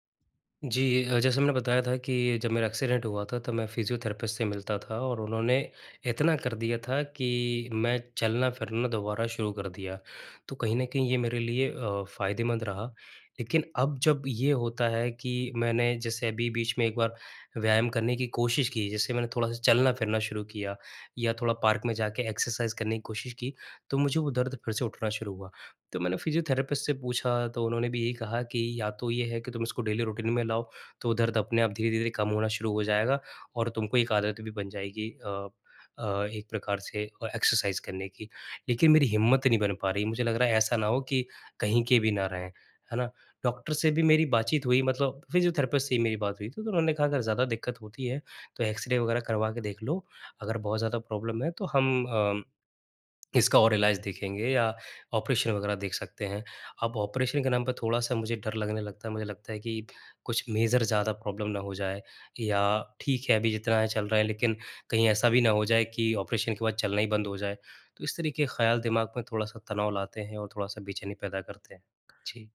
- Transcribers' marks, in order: in English: "एक्सीडेंट"; in English: "फ़िजियोथेरेपिस्ट"; in English: "एक्सरसाइज़"; in English: "फ़िजियोथेरेपिस्ट"; in English: "डेली रूटीन"; in English: "एक्सरसाइज़"; in English: "फ़िजियोथेरेपिस्ट"; in English: "प्रॉब्लम"; in English: "मेजर"; in English: "प्रॉब्लम"
- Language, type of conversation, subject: Hindi, advice, पुरानी चोट के बाद फिर से व्यायाम शुरू करने में डर क्यों लगता है और इसे कैसे दूर करें?